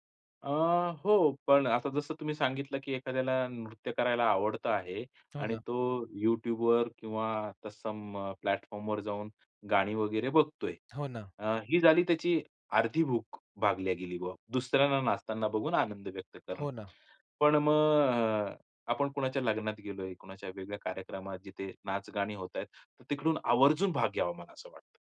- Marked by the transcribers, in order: in English: "सम प्लॅटफॉर्मवर"; other background noise
- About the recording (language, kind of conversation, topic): Marathi, podcast, तणावात तुम्हाला कोणता छंद मदत करतो?